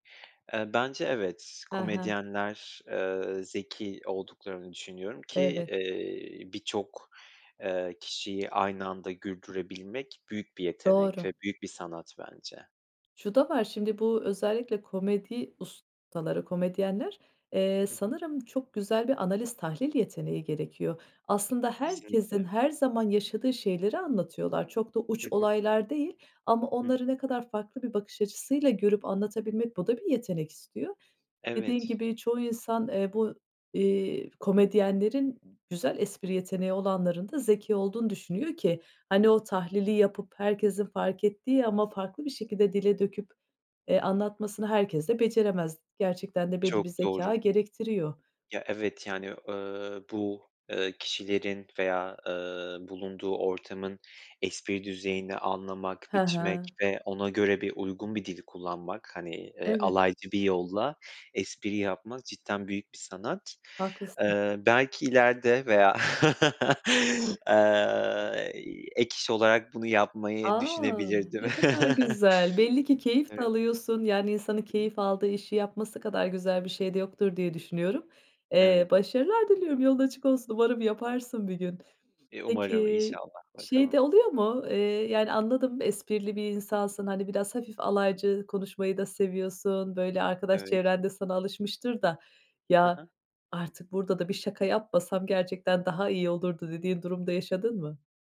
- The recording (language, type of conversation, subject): Turkish, podcast, Kısa mesajlarda mizahı nasıl kullanırsın, ne zaman kaçınırsın?
- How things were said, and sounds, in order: tapping; chuckle; chuckle; other background noise; sniff